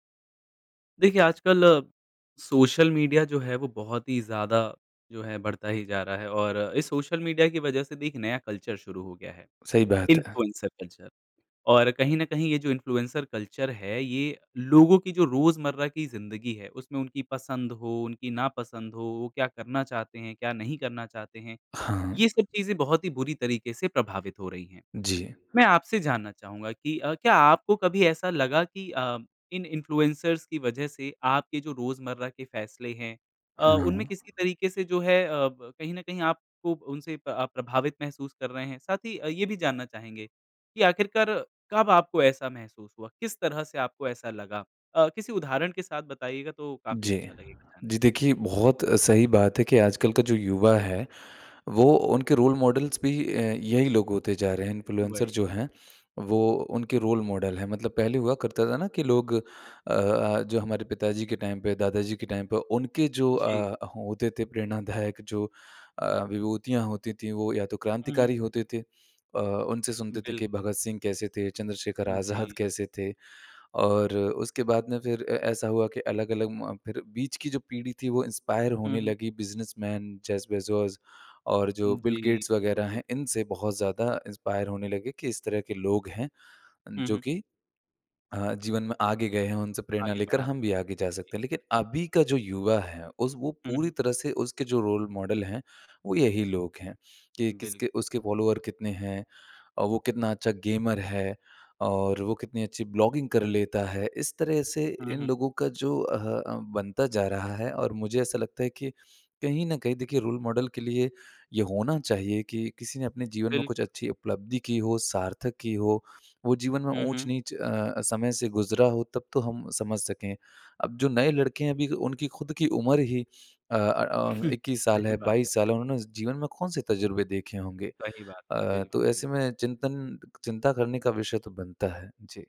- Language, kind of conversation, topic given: Hindi, podcast, इन्फ्लुएंसर संस्कृति ने हमारी रोज़मर्रा की पसंद को कैसे बदल दिया है?
- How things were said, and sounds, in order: in English: "कल्चर"; in English: "कल्चर"; in English: "कल्चर"; in English: "रोल मॉडल्स"; in English: "रोल मॉडल"; in English: "टाइम"; in English: "टाइम"; in English: "इंस्पायर"; in English: "बिज़नसमैन"; in English: "रोल मॉडल"; in English: "फॉलोवर"; in English: "रोल मॉडल"; snort